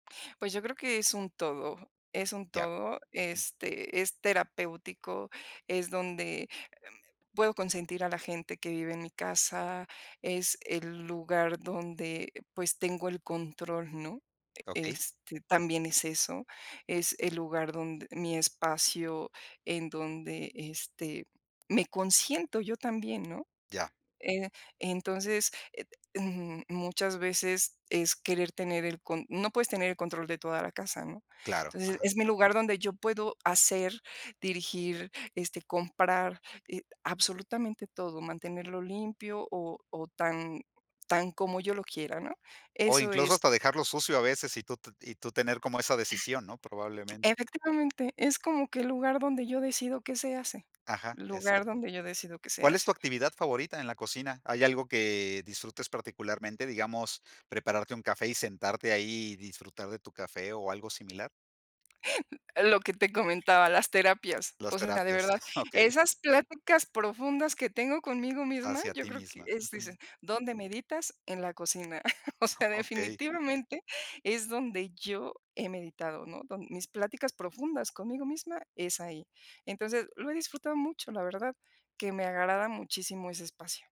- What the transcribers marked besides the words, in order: tapping; other background noise; other noise; laughing while speaking: "Okey"; laughing while speaking: "O sea, definitivamente"
- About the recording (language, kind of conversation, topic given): Spanish, podcast, ¿Qué haces para que tu hogar se sienta acogedor?